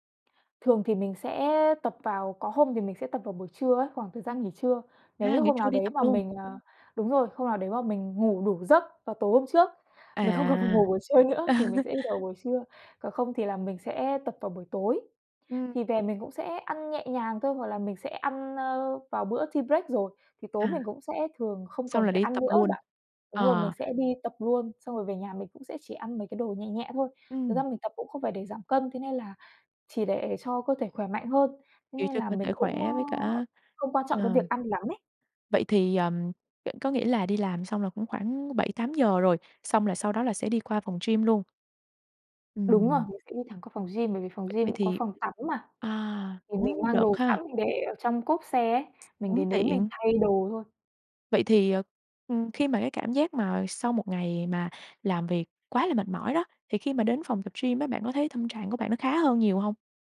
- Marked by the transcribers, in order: laughing while speaking: "không cần phải ngủ buổi trưa nữa"; laughing while speaking: "Ờ"; in English: "tea break"; other background noise; tapping
- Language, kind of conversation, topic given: Vietnamese, podcast, Bạn cân bằng giữa sở thích và công việc như thế nào?